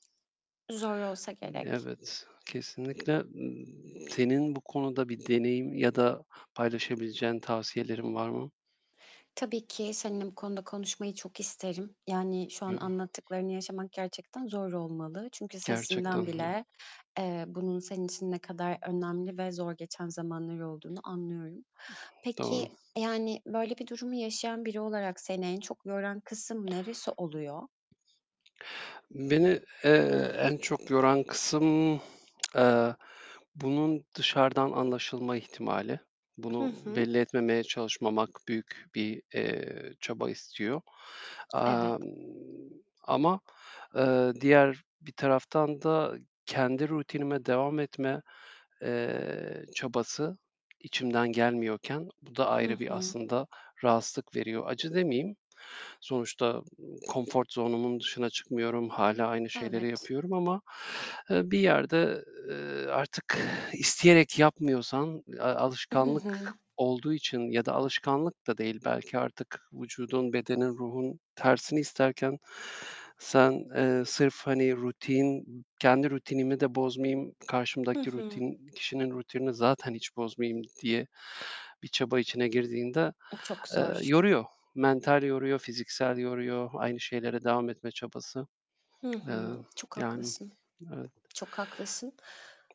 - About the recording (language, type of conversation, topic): Turkish, advice, İlişkimde soğuma ve duygusal uzaklık hissettiğimde ne yapmalıyım?
- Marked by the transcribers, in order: other background noise; tapping; static; unintelligible speech; tsk; in English: "comfort zone'umun"